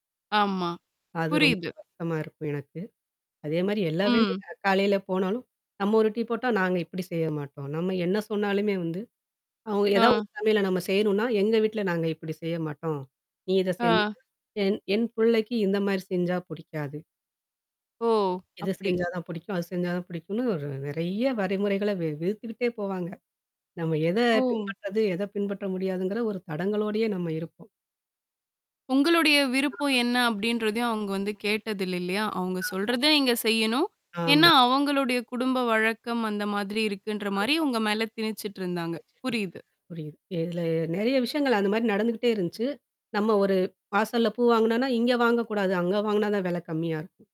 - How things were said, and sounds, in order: static; distorted speech; tapping; "விதிச்சிக்கிட்டே" said as "விறத்துக்கிட்டே"; mechanical hum; unintelligible speech
- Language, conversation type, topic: Tamil, podcast, நீங்கள் முதன்முறையாக மன்னிப்பு கேட்ட தருணத்தைப் பற்றி சொல்ல முடியுமா?